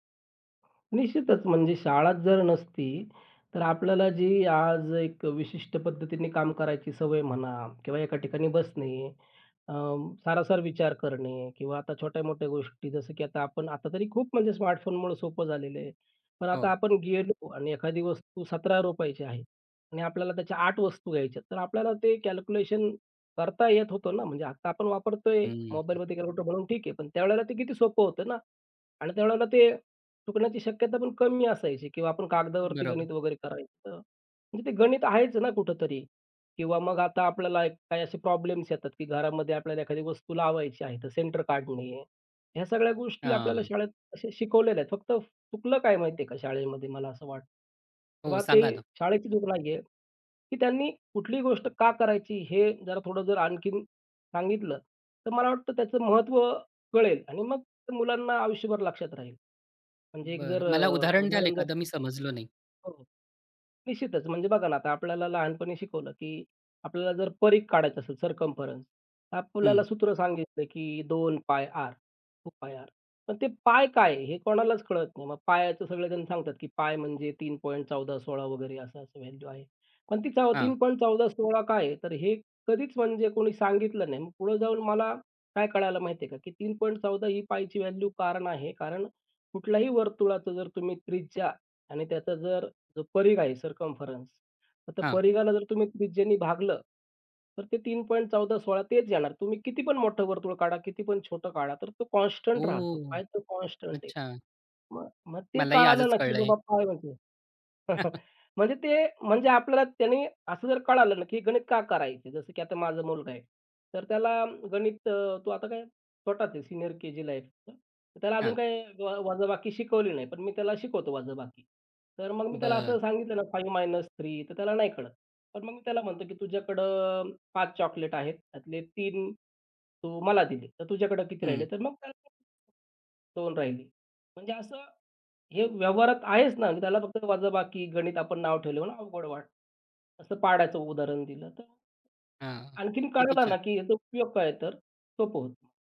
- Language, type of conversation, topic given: Marathi, podcast, शाळेत शिकलेलं आजच्या आयुष्यात कसं उपयोगी पडतं?
- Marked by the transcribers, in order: other background noise; tapping; in English: "व्हॅल्यू"; in English: "व्हॅल्यू"; in English: "कॉन्स्टंट"; in English: "कॉन्स्टंट"; chuckle